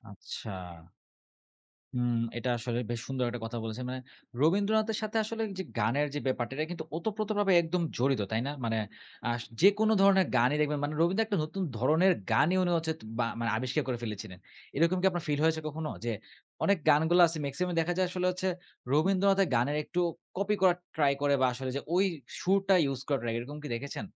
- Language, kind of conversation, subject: Bengali, podcast, তুমি তোমার জীবনের সাউন্ডট্র্যাককে কীভাবে বর্ণনা করবে?
- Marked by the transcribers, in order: tapping